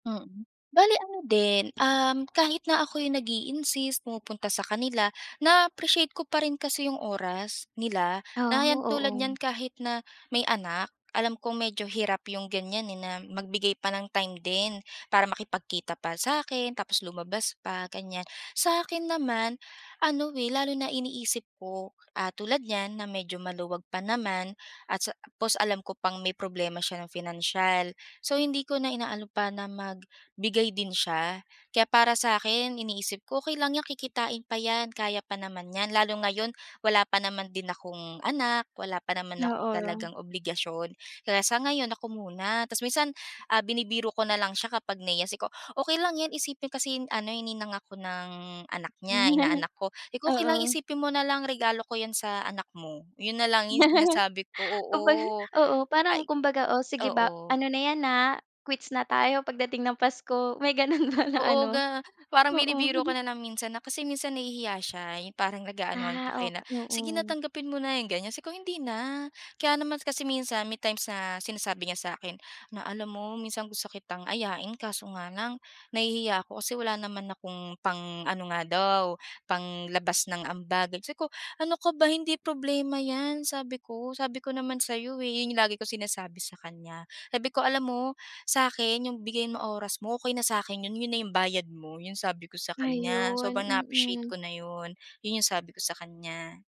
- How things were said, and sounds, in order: tapping; "tapos" said as "pos"; chuckle; chuckle; laughing while speaking: "May ganun pala ano?"; chuckle
- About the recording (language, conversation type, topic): Filipino, podcast, Paano ka nagpapakita ng malasakit sa kausap mo?